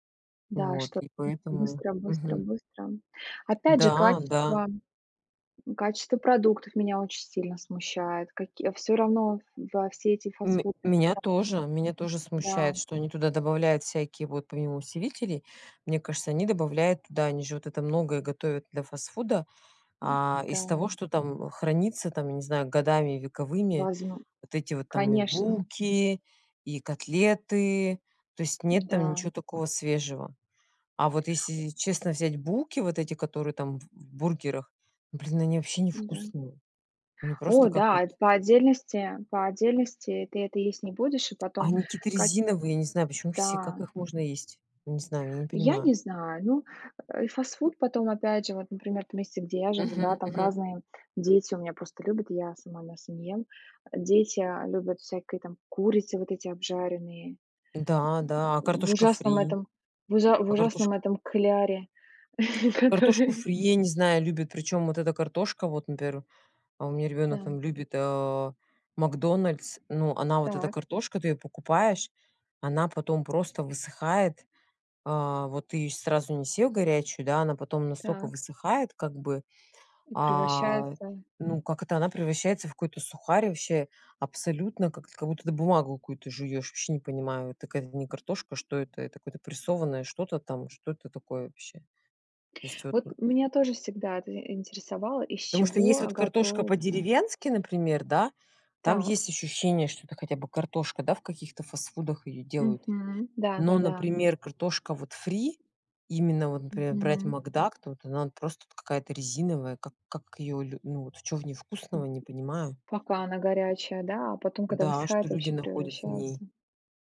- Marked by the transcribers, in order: unintelligible speech; grunt; grunt; tapping; chuckle; laughing while speaking: "Который"; other noise
- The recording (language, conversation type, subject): Russian, unstructured, Почему многие боятся есть фастфуд?